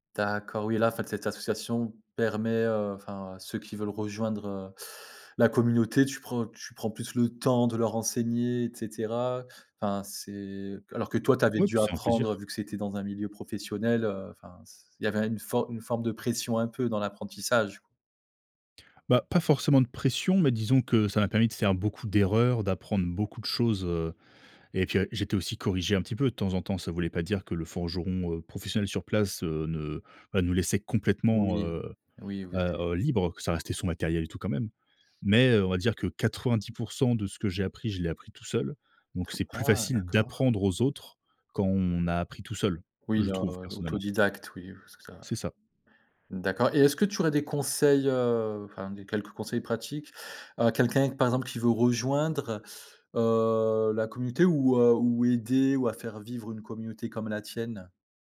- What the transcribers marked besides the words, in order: stressed: "temps"; tapping; other background noise; stressed: "d'apprendre"
- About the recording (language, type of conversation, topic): French, podcast, Quel rôle joue la communauté dans ton passe-temps ?